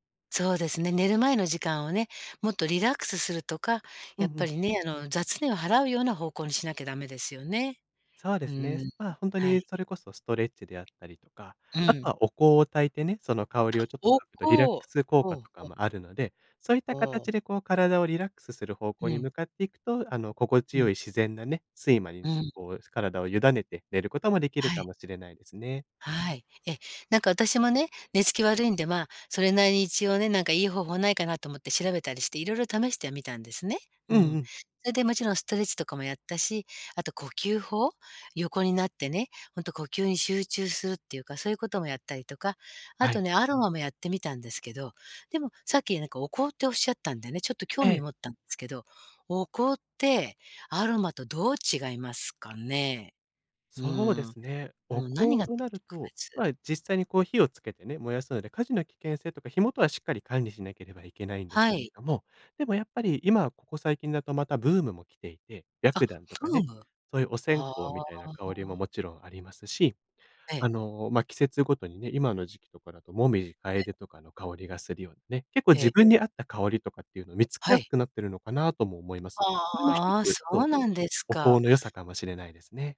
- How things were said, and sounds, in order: tapping; other background noise; surprised: "お香"
- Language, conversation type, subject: Japanese, advice, 夜にスマホを見てしまって寝付けない習慣をどうすれば変えられますか？